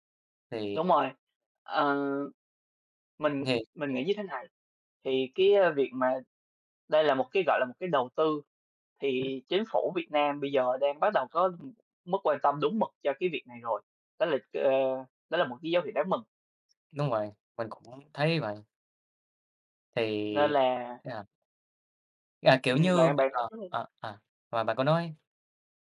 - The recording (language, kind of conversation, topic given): Vietnamese, unstructured, Chính phủ cần làm gì để bảo vệ môi trường hiệu quả hơn?
- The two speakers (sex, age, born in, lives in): female, 20-24, Vietnam, Vietnam; male, 18-19, Vietnam, Vietnam
- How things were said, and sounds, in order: other background noise; tapping